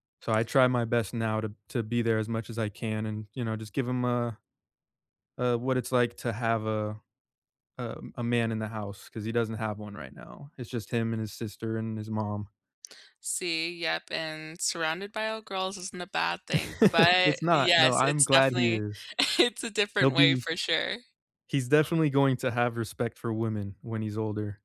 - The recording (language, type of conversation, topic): English, unstructured, What small moment brightened your week the most, and why did it feel meaningful to you?
- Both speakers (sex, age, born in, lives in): female, 20-24, United States, United States; male, 25-29, United States, United States
- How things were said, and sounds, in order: chuckle; chuckle